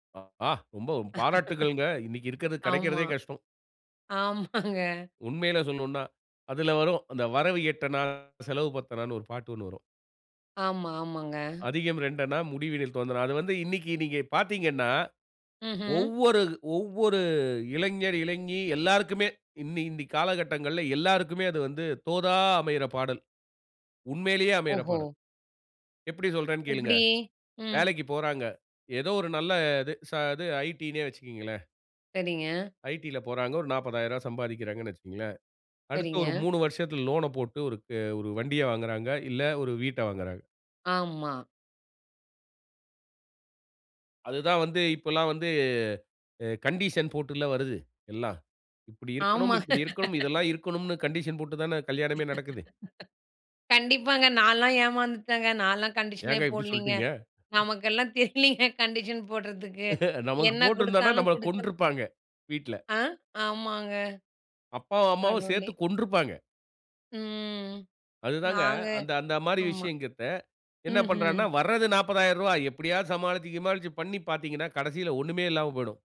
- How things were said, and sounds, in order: laugh; laughing while speaking: "ஆமாங்க"; other background noise; laugh; laughing while speaking: "நமக்கெல்லாம் தெரியலைங்க, கண்டிஷன் போடுறதுக்கு"; laugh; drawn out: "ம்"
- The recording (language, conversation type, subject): Tamil, podcast, ஒரு திரைப்படம் உங்களை சிந்திக்க வைத்ததா?